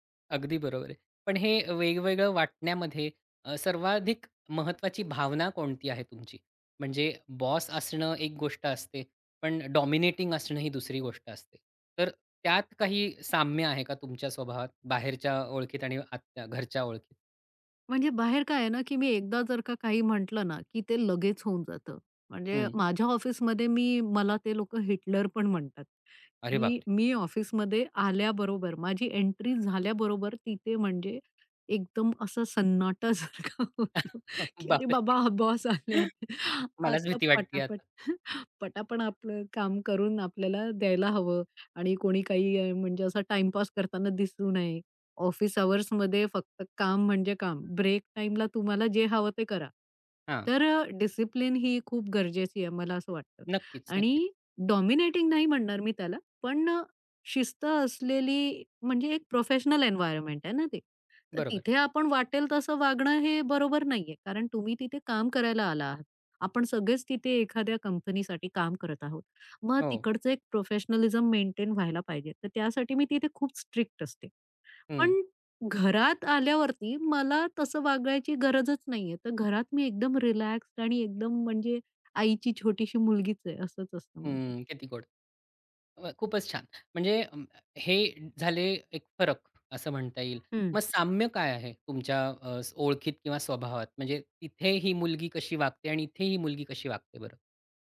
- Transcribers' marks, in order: tapping; in English: "डॉमिनेटिंग"; laughing while speaking: "सन्नाटासारखा"; laugh; laughing while speaking: "बापरे!"; laughing while speaking: "बाबा बॉस आलेत आता"; in English: "डॉमिनेटिंग"; unintelligible speech
- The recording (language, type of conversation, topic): Marathi, podcast, घरी आणि बाहेर वेगळी ओळख असल्यास ती तुम्ही कशी सांभाळता?